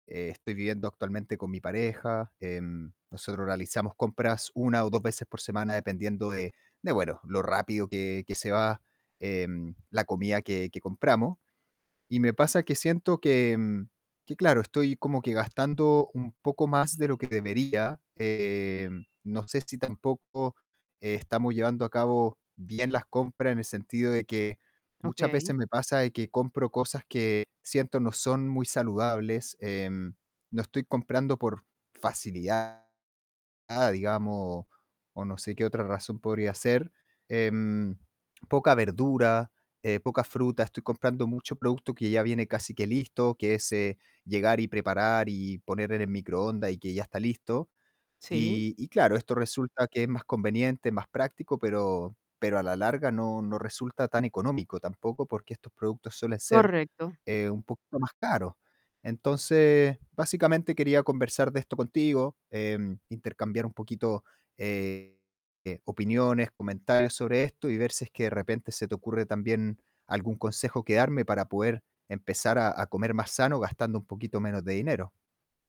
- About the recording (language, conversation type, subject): Spanish, advice, ¿Cómo puedo comer sano con poco dinero sin aburrirme ni gastar de más?
- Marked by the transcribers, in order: distorted speech; tapping